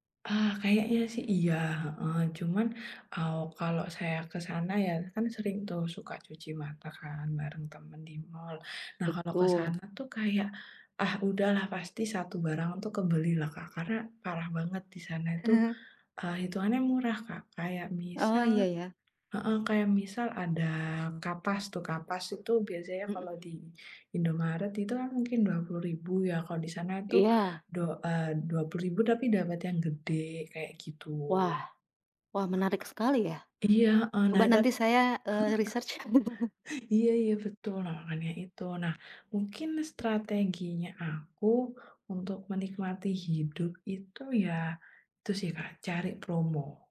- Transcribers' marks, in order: other background noise; chuckle; in English: "research"; chuckle
- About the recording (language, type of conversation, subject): Indonesian, unstructured, Bagaimana Anda menyeimbangkan antara menabung dan menikmati hidup?